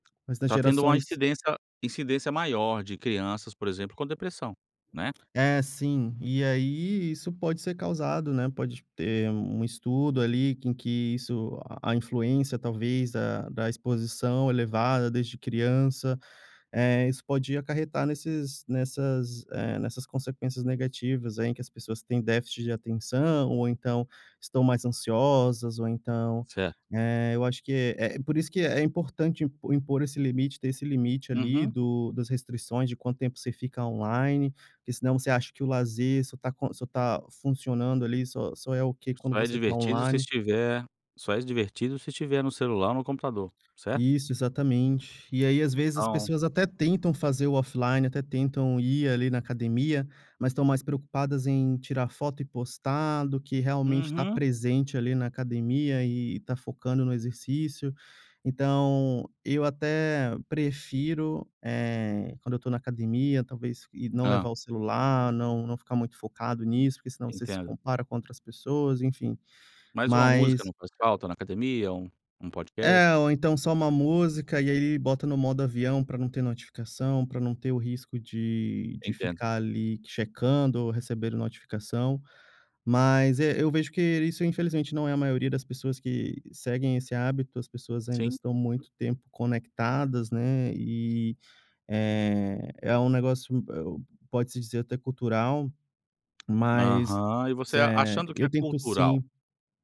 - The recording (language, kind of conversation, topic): Portuguese, podcast, Como equilibrar o lazer digital e o lazer off-line?
- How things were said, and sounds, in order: tapping; in English: "offline"; other background noise